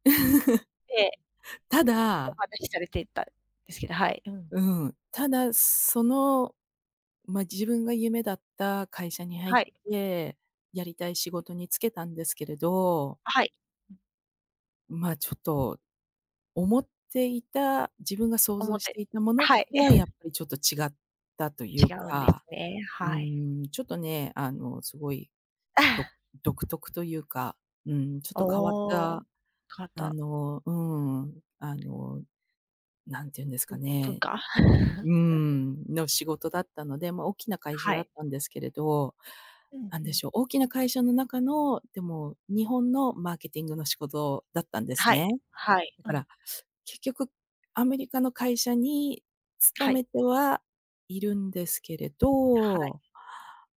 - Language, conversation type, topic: Japanese, unstructured, 夢が叶ったら、まず最初に何をしたいですか？
- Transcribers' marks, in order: laugh; chuckle; laugh; chuckle